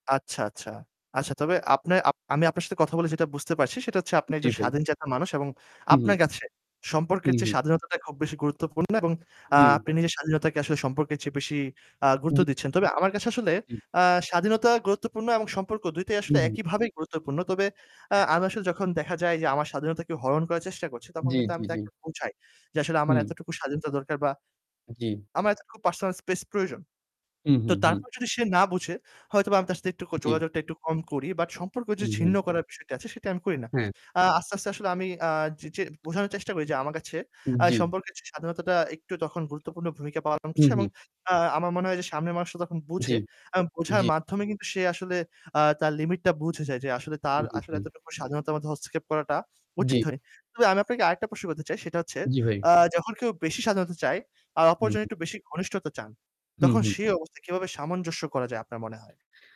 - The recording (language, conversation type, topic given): Bengali, unstructured, তোমার মতে একটি সম্পর্কের মধ্যে কতটা স্বাধীনতা থাকা প্রয়োজন?
- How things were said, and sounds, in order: static; other background noise; distorted speech; tapping